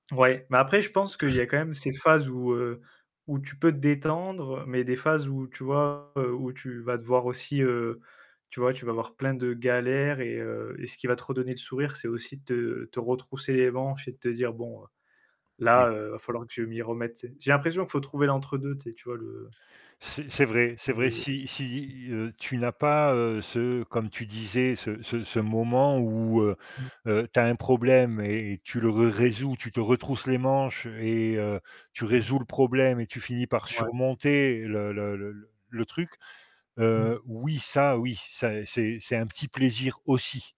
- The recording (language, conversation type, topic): French, unstructured, Quel petit plaisir simple te fait toujours sourire ?
- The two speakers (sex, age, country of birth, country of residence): male, 25-29, France, France; male, 50-54, France, Portugal
- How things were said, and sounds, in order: throat clearing; distorted speech; other noise; stressed: "résous"; stressed: "aussi"